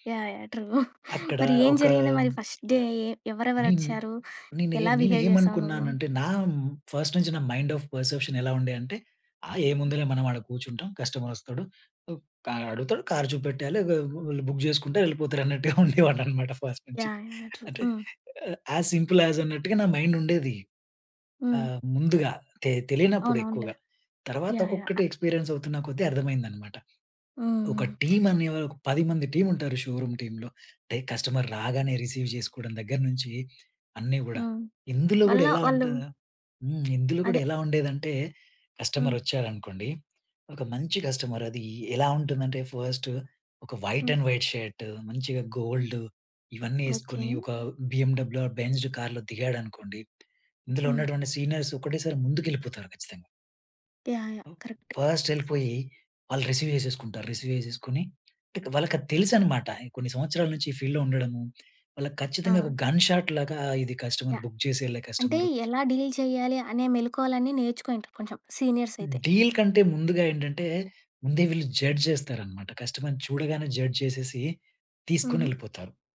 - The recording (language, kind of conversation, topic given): Telugu, podcast, మీ కొత్త ఉద్యోగం మొదటి రోజు మీకు ఎలా అనిపించింది?
- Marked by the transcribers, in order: in English: "ట్రూ"; laugh; other noise; in English: "ఫస్ట్ డే"; in English: "ఫస్ట్"; in English: "బిహేవ్"; in English: "మైండ్ ఆఫ్ పర్సెప్షన్"; in English: "బుక్"; in English: "ఫస్ట్"; in English: "ట్రూ"; in English: "యాస్ సింపుల్ యాస్"; in English: "మైండ్"; in English: "ఎక్స్పీరియన్స్"; in English: "టీమ్"; in English: "టీమ్"; in English: "షోరూం టీంలో"; in English: "రిసీవ్"; in English: "ఫస్ట్"; in English: "వైట్ అండ్ వైట్ షర్ట్"; in English: "గోల్డ్"; in English: "ఆర్"; in English: "సీనియర్స్"; in English: "ఫస్ట్"; in English: "కరెక్ట్"; tapping; in English: "రిసీవ్"; in English: "రిసీవ్"; in English: "ఫీల్డ్‌లో"; in English: "గన్ షాట్"; in English: "కస్టమర్ బుక్"; in English: "డీల్"; in English: "సీనియర్స్"; in English: "డీల్"